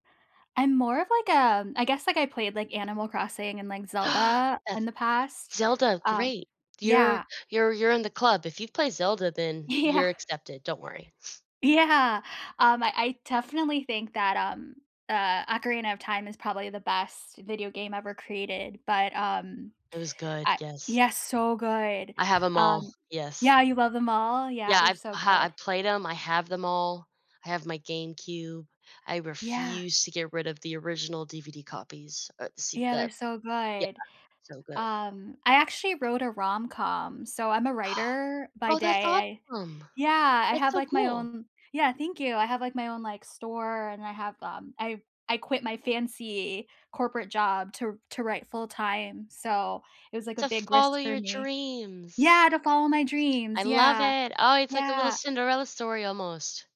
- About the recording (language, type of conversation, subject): English, unstructured, Have you ever been surprised by how much laughter helps your mood?
- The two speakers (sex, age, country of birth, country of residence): female, 30-34, United States, United States; female, 35-39, Philippines, United States
- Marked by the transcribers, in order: gasp; laughing while speaking: "Yeah"; tapping; gasp; other background noise